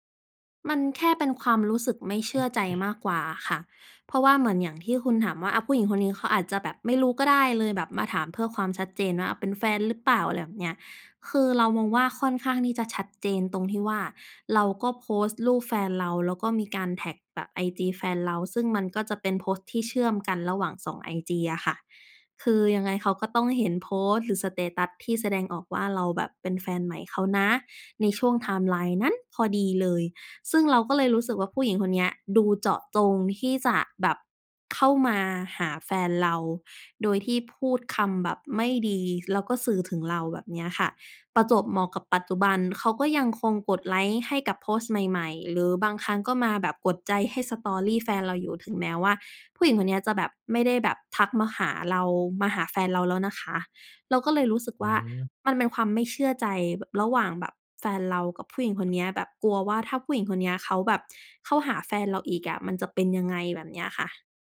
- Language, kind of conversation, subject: Thai, advice, คุณควรทำอย่างไรเมื่อรู้สึกไม่เชื่อใจหลังพบข้อความน่าสงสัย?
- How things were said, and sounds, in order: throat clearing; in English: "สเตตัส"; in English: "ไทม์ไลน์"; other background noise